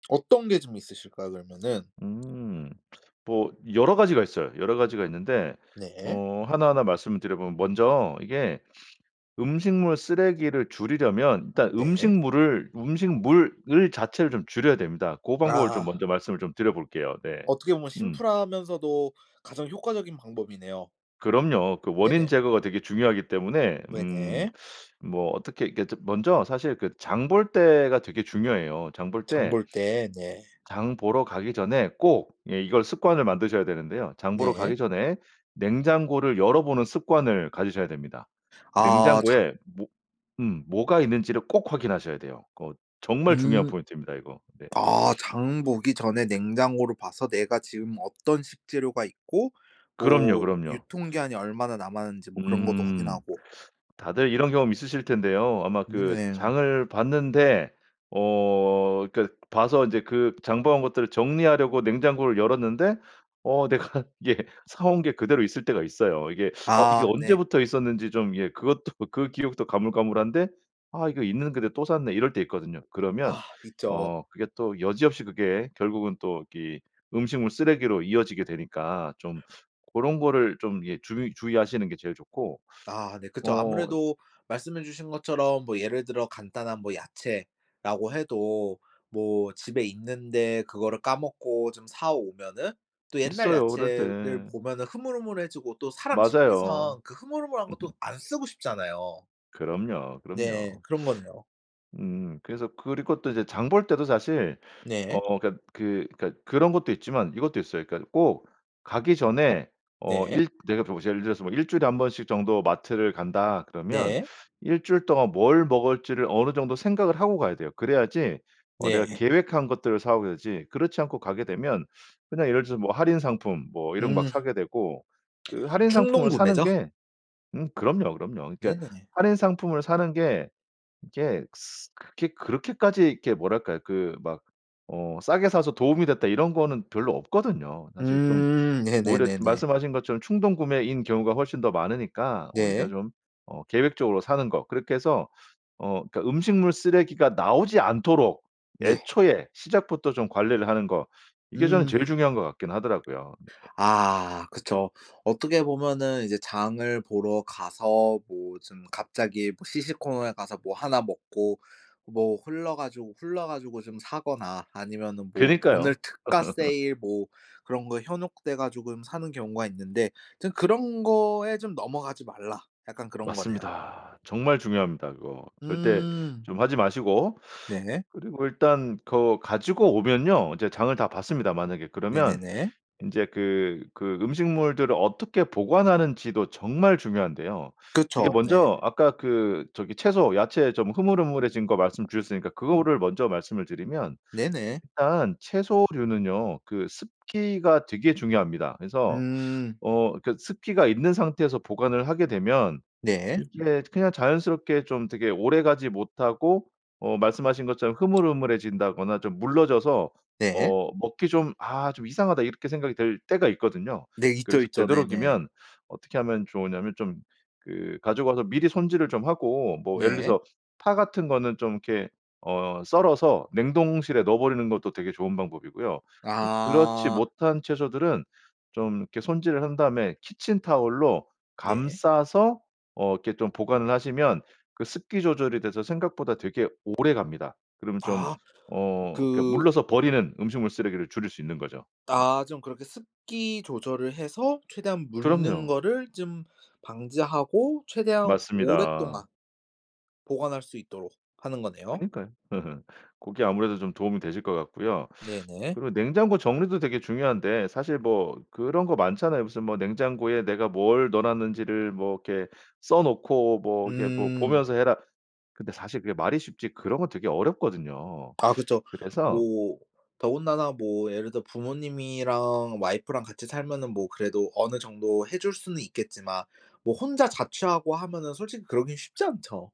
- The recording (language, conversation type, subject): Korean, podcast, 집에서 음식물 쓰레기를 줄이는 가장 쉬운 방법은 무엇인가요?
- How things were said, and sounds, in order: other background noise; laughing while speaking: "내가 이게"; tapping; laugh; laugh